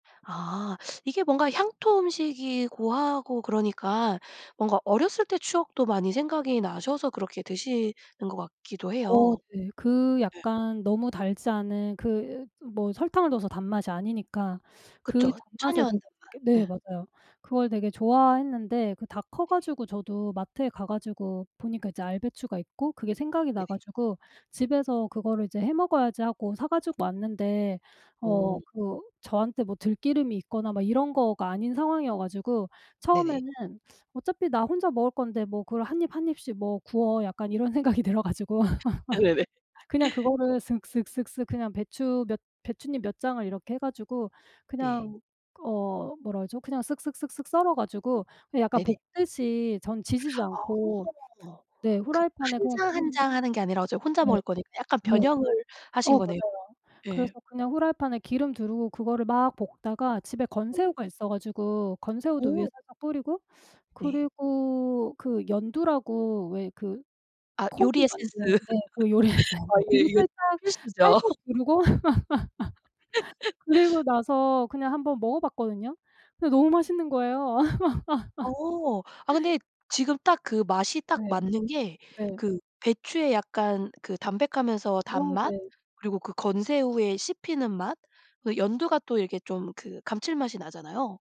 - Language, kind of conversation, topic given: Korean, podcast, 마음이 힘들 때 요리로 감정을 풀어본 적이 있나요?
- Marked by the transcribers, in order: teeth sucking; other background noise; laughing while speaking: "네네네"; laughing while speaking: "들어 가지고"; laugh; laugh; laughing while speaking: "요리 에센스"; laugh; laugh